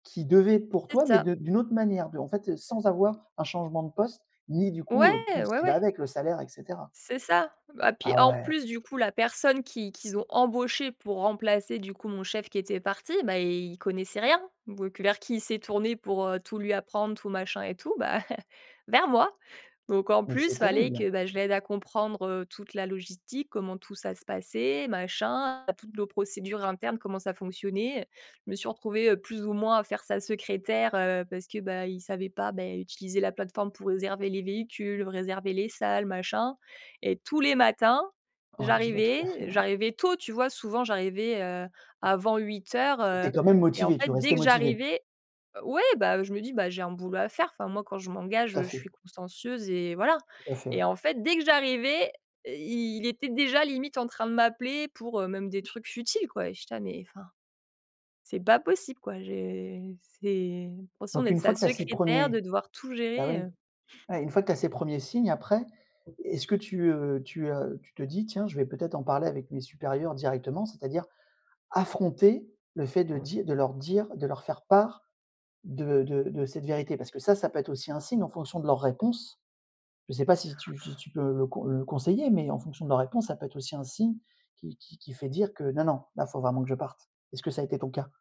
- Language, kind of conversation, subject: French, podcast, Comment savoir quand il est temps de quitter son travail ?
- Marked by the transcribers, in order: stressed: "Ouais"; chuckle; other background noise; stressed: "tôt"; tapping; put-on voice: "Mais enfin"; stressed: "affronter"